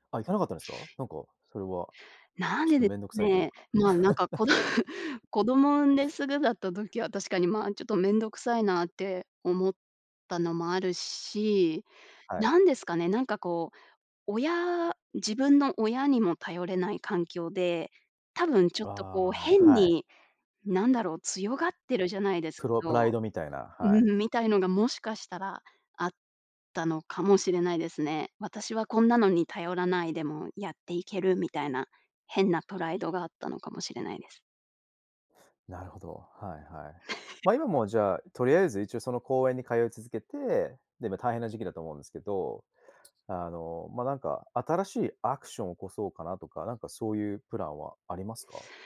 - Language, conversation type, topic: Japanese, podcast, 孤立を感じた経験はありますか？
- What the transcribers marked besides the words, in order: other background noise; laugh; laughing while speaking: "こど"; other noise; chuckle